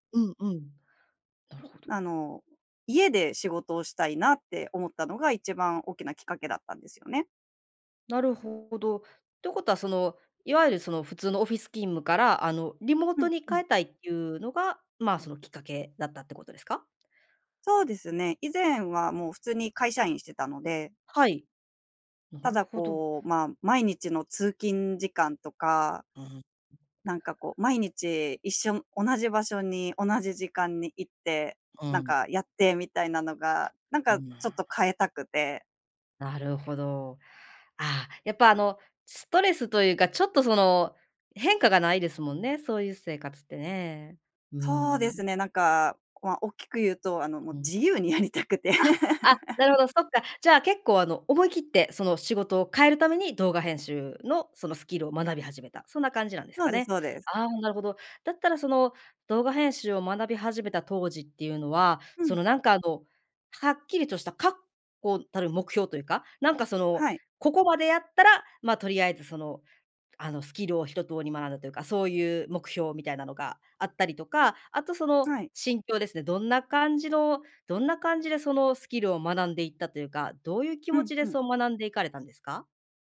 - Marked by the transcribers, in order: laughing while speaking: "自由にやりたくて"
- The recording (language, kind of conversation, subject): Japanese, podcast, スキルをゼロから学び直した経験を教えてくれますか？